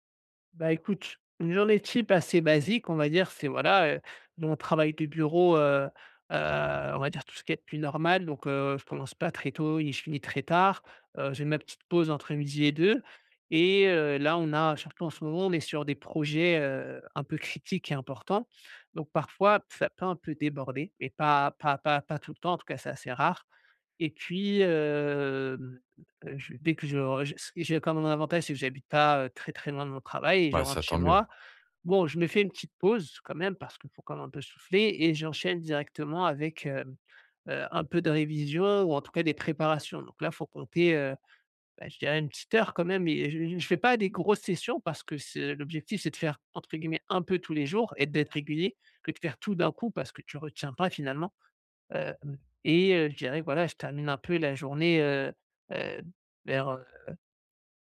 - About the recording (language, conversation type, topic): French, advice, Comment structurer ma journée pour rester concentré et productif ?
- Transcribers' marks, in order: none